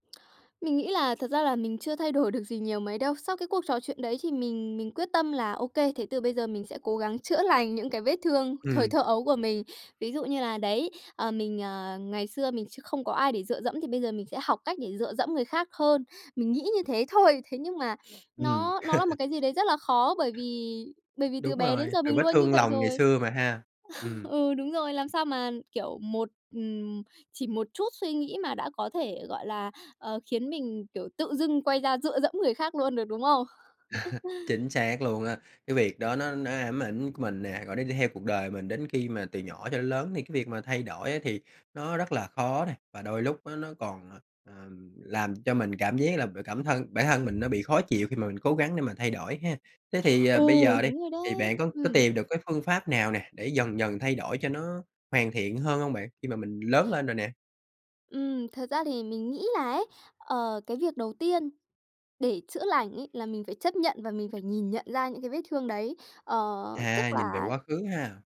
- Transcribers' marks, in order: laughing while speaking: "đổi"; chuckle; tapping; sniff; laugh; chuckle; other background noise
- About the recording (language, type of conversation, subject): Vietnamese, podcast, Bạn có thể kể về một cuộc trò chuyện đã thay đổi hướng đi của bạn không?